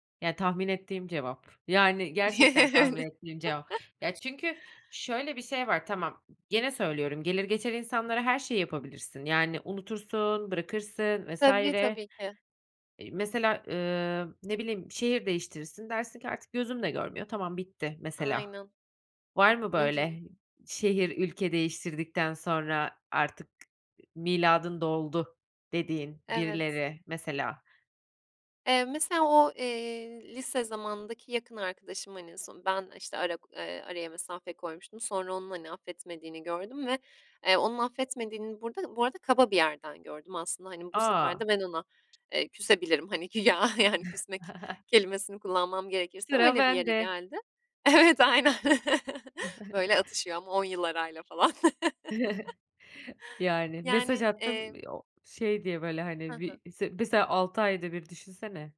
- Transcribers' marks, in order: chuckle; anticipating: "artık miladın doldu dediğin birileri"; chuckle; laughing while speaking: "güya yani"; laughing while speaking: "Evet aynen"; giggle; chuckle; chuckle
- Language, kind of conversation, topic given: Turkish, podcast, Sence affetmekle unutmak arasındaki fark nedir?
- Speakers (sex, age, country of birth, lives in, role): female, 25-29, Turkey, Italy, guest; female, 30-34, Turkey, Netherlands, host